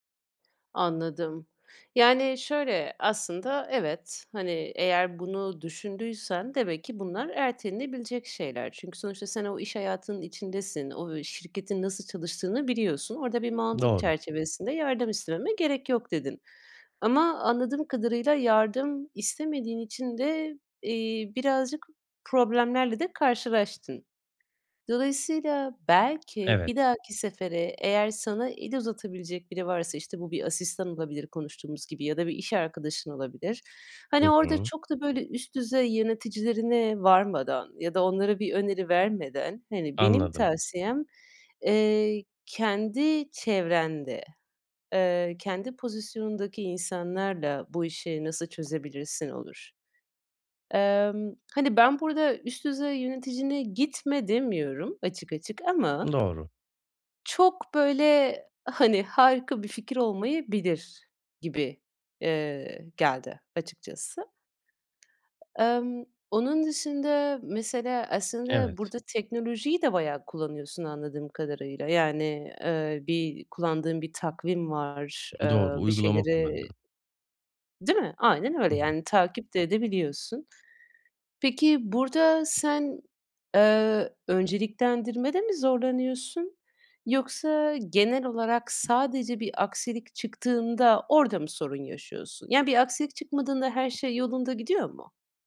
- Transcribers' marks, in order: tapping; other background noise
- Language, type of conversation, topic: Turkish, advice, Zaman yönetiminde önceliklendirmekte zorlanıyorum; benzer işleri gruplayarak daha verimli olabilir miyim?